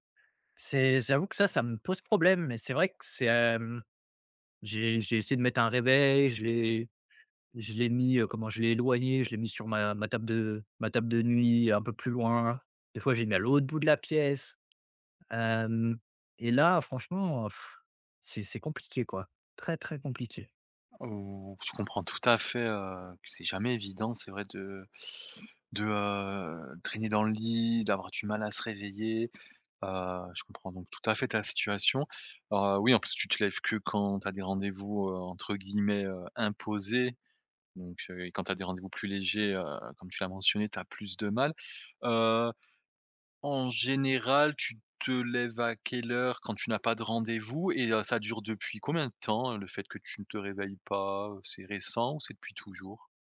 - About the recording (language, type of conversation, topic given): French, advice, Incapacité à se réveiller tôt malgré bonnes intentions
- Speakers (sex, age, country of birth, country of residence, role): male, 25-29, France, France, user; male, 30-34, France, France, advisor
- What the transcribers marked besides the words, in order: stressed: "l'autre"